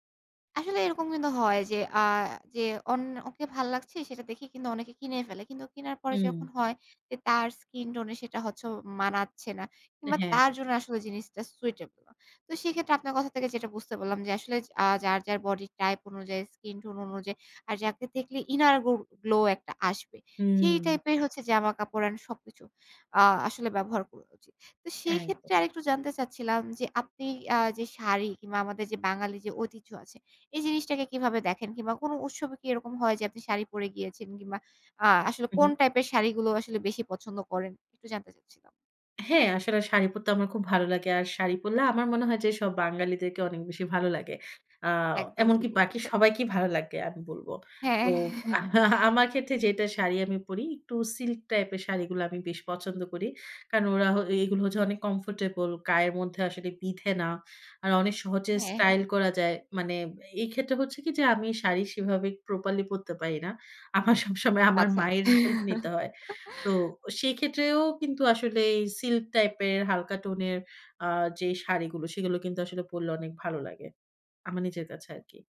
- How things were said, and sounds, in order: horn; laughing while speaking: "একদম ঠিক বলেছেন"; laughing while speaking: "হ্যাঁ"; chuckle; laughing while speaking: "আমার সবসময় আমার মায়ের হেল্প নিতে হয়"; chuckle
- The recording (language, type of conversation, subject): Bengali, podcast, আপনি যে পোশাক পরলে সবচেয়ে আত্মবিশ্বাসী বোধ করেন, সেটার অনুপ্রেরণা আপনি কার কাছ থেকে পেয়েছেন?